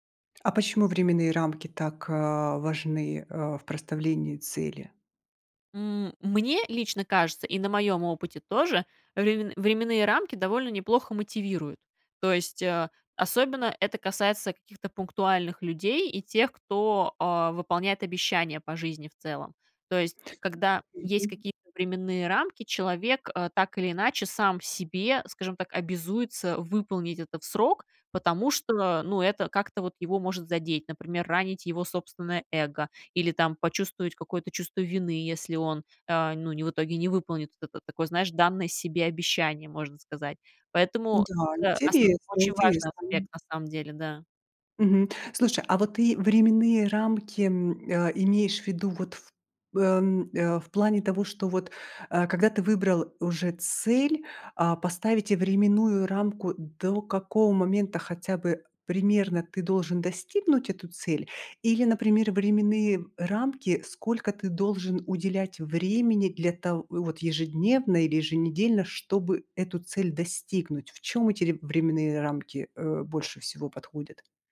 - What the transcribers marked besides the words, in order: tapping
- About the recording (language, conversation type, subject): Russian, podcast, Какие простые практики вы бы посоветовали новичкам?